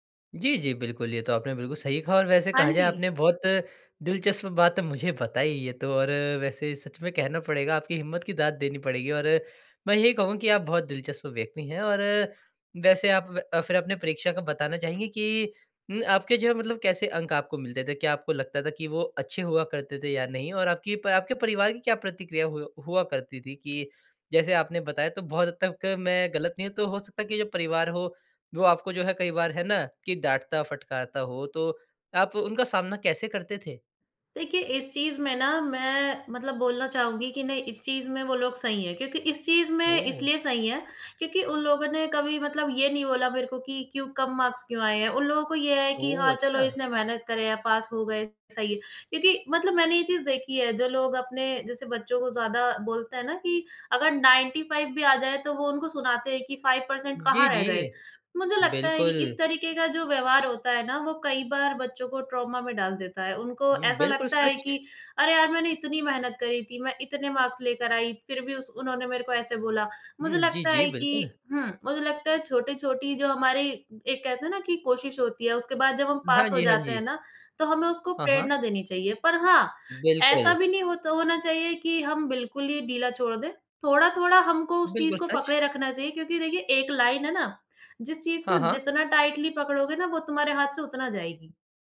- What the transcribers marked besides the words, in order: in English: "मार्क्स"; in English: "नाइनटी फ़ाइव"; in English: "फ़ाइव परसेंट"; in English: "ट्रॉमा"; in English: "मार्क्स"; in English: "लाइन"; in English: "टाइटली"
- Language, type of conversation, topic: Hindi, podcast, आप अपने आराम क्षेत्र से बाहर निकलकर नया कदम कैसे उठाते हैं?